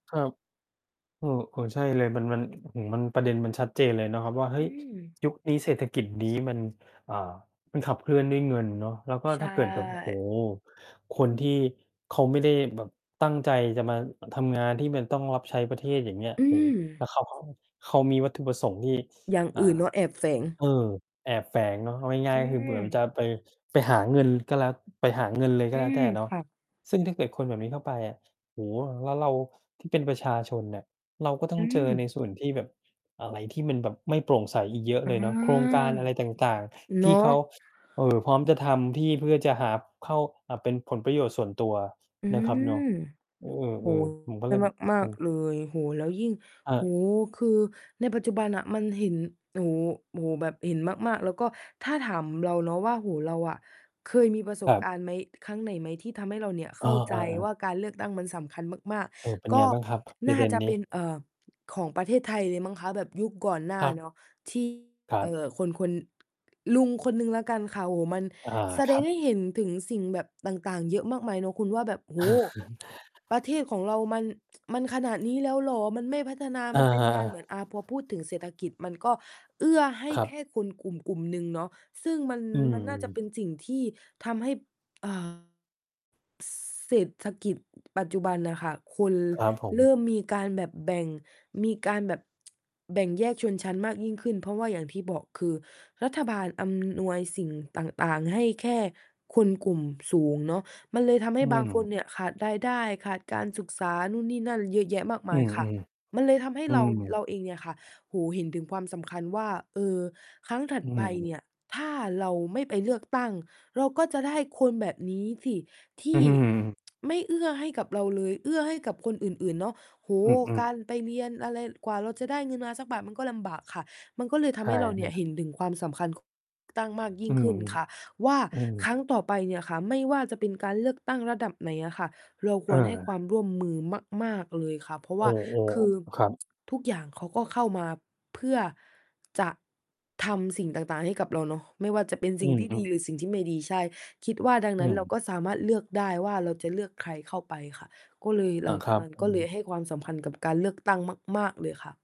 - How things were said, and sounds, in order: tapping; other background noise; mechanical hum; alarm; distorted speech; chuckle; static; tsk; tsk; tsk
- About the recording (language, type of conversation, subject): Thai, unstructured, การเลือกตั้งมีความสำคัญต่อชีวิตของเราอย่างไรบ้าง?